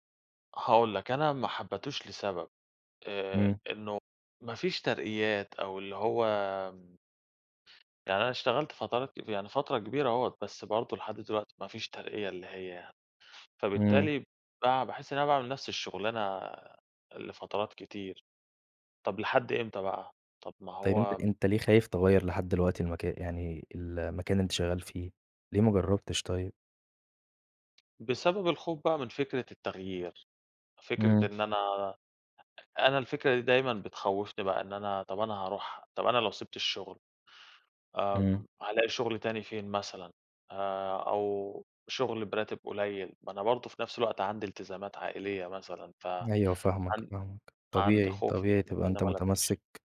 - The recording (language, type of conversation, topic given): Arabic, advice, إزاي أقدر أتعامل مع إني مكمل في شغل مُرهِق عشان خايف أغيّره؟
- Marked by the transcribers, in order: tsk; tapping